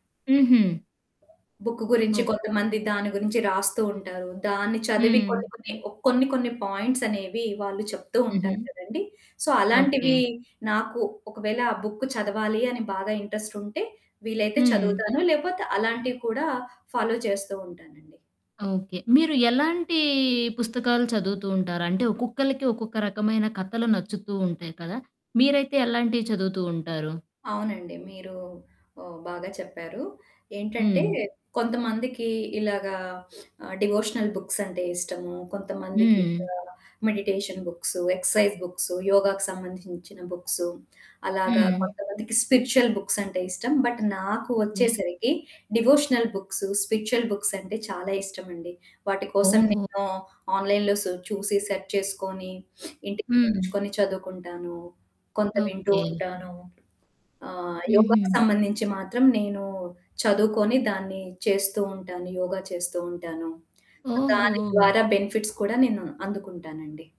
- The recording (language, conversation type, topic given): Telugu, podcast, రోజుకు తక్కువ సమయం కేటాయించి మీరు ఎలా చదువుకుంటారు?
- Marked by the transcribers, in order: other background noise; in English: "పాయింట్స్"; in English: "సో"; in English: "బుక్"; in English: "ఫాలో"; drawn out: "ఎలాంటీ"; sniff; in English: "డివోషనల్"; in English: "మెడిటేషన్ బుక్స్, ఎక్సర్సైజ్ బుక్స్"; in English: "బుక్స్"; in English: "స్పిరిచ్యువల్"; in English: "బట్"; in English: "డివోషనల్ బుక్స్, స్పిరిచ్యుల్ బుక్స్"; in English: "ఆన్లైన్‌లో"; in English: "సెర్చ్"; sniff; distorted speech; static; in English: "సో"; in English: "బెనిఫిట్స్"